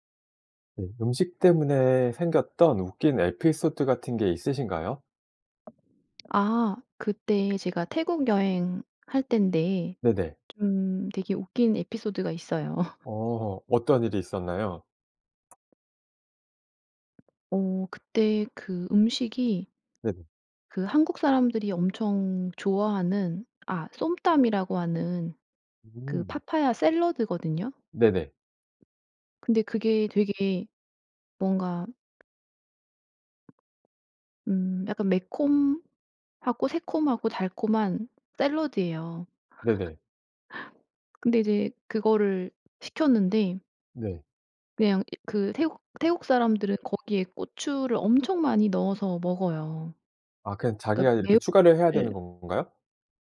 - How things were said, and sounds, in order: tapping; other background noise; laugh; laugh
- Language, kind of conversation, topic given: Korean, podcast, 음식 때문에 생긴 웃긴 에피소드가 있나요?